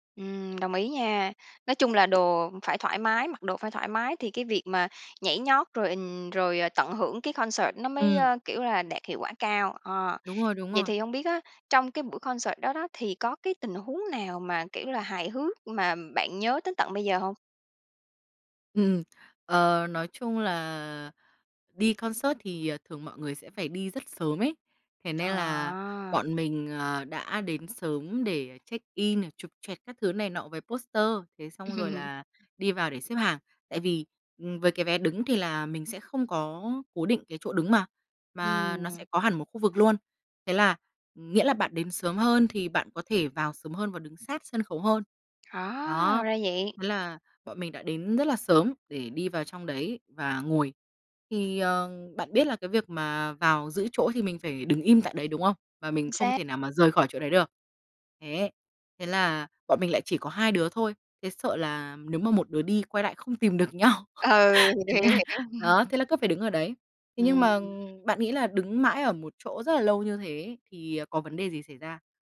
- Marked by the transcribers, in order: tapping; in English: "concert"; other background noise; in English: "concert"; in English: "concert"; in English: "check in"; in English: "poster"; laugh; laughing while speaking: "nhau, thế nên"; laughing while speaking: "Ừ"; laugh
- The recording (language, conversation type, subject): Vietnamese, podcast, Bạn có kỷ niệm nào khi đi xem hòa nhạc cùng bạn thân không?